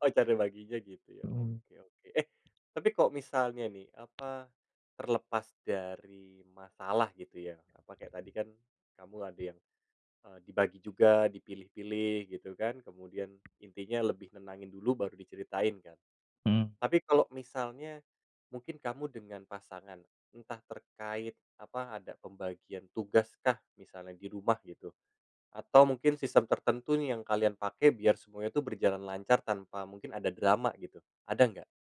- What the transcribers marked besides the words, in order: other background noise; tapping
- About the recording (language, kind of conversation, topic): Indonesian, podcast, Bagaimana kamu mengatur ruang bersama dengan pasangan atau teman serumah?